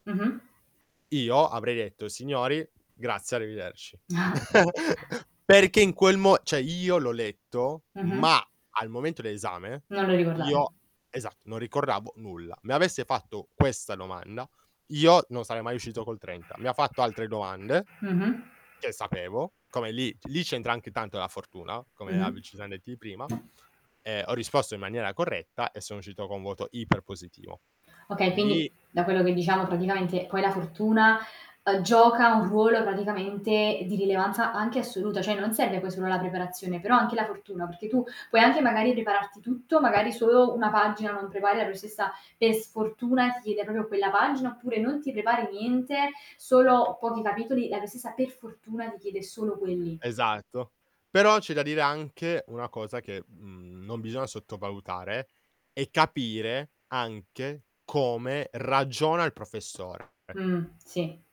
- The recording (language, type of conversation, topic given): Italian, podcast, I voti misurano davvero quanto hai imparato?
- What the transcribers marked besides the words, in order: static; other background noise; tapping; chuckle; "cioè" said as "ceh"; distorted speech; other noise; "professoressa" said as "proessoessa"; "proprio" said as "propio"; "professoressa" said as "pressessa"; stressed: "capire"; stressed: "ragiona"